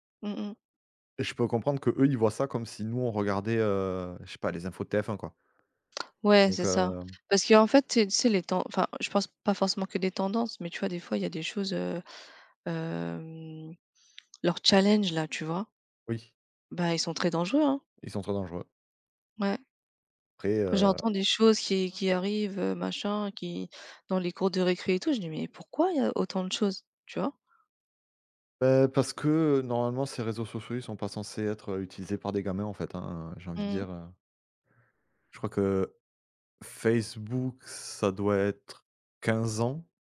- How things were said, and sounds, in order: drawn out: "hem"; tapping
- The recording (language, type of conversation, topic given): French, unstructured, Comment les réseaux sociaux influencent-ils vos interactions quotidiennes ?